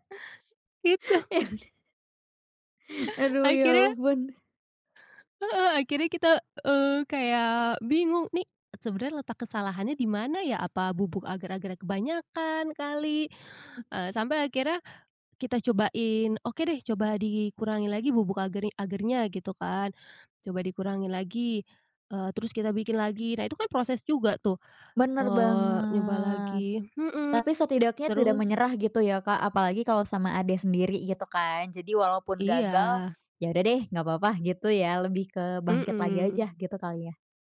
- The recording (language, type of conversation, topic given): Indonesian, podcast, Apa tipsmu untuk bereksperimen tanpa takut gagal?
- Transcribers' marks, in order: laughing while speaking: "Gitu"; laughing while speaking: "Ya udah"; drawn out: "banget"; other background noise